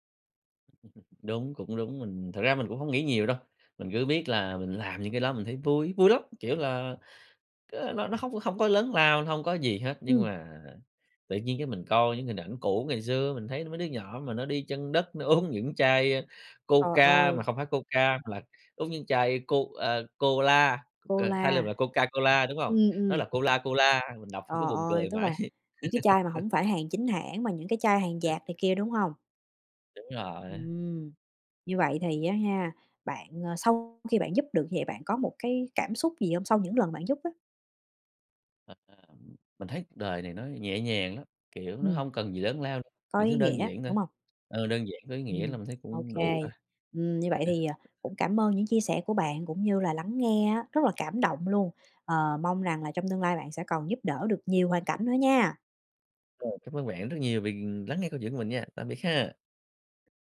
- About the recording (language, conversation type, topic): Vietnamese, podcast, Bạn có thể kể một kỷ niệm khiến bạn tự hào về văn hoá của mình không nhỉ?
- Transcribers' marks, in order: chuckle; tapping; laughing while speaking: "nó uống"; laughing while speaking: "mãi"; laugh; chuckle